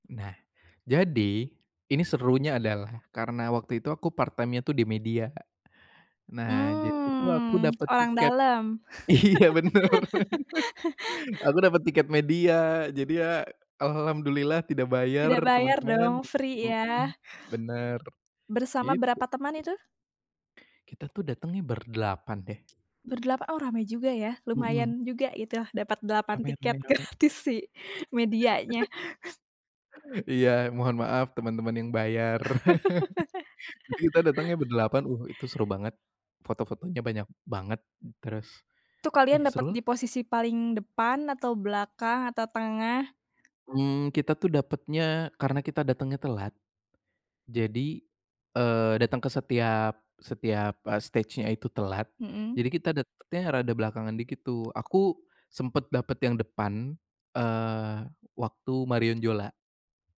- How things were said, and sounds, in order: in English: "part time-nya"; laughing while speaking: "iya bener"; laugh; in English: "free"; other background noise; unintelligible speech; laugh; laughing while speaking: "gratis si"; laugh; tapping; in English: "stage-nya"
- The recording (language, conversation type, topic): Indonesian, podcast, Apa pengalaman menonton konser yang paling berkesan bagi kamu?